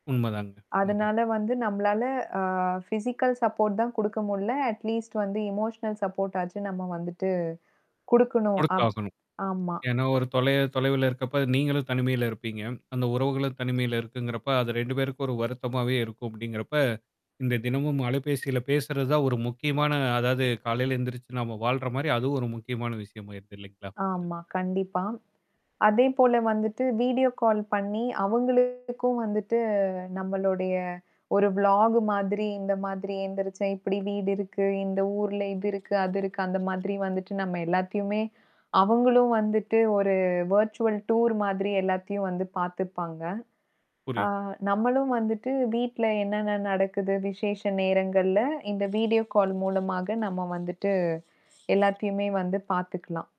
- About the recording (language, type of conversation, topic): Tamil, podcast, தொலைவில் இருக்கும் குடும்பத்தினரிடம் உங்கள் அன்பை எப்படி வெளிப்படுத்தலாம்?
- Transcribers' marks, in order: drawn out: "அ"; in English: "பிசிக்கல் சப்போர்ட்"; in English: "அட் லீஸ்ட்"; in English: "இமோஷனல் சப்போர்ட்"; other noise; distorted speech; in English: "வீடியோ கால்"; in English: "விளாஃக்"; in English: "வெர்ச்சுவல் டூர்"; in English: "வீடியோ கால்"; static